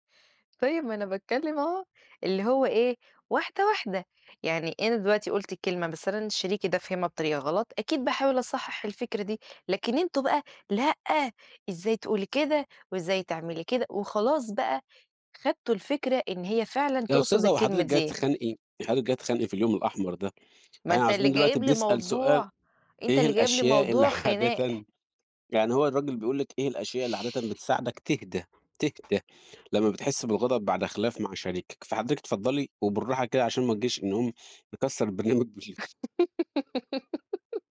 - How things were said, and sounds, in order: tapping; laughing while speaking: "عادةً"; laughing while speaking: "البرنامج بال"; giggle
- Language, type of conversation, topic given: Arabic, unstructured, إزاي بتتعامل مع مشاعر الغضب بعد خناقة مع شريكك؟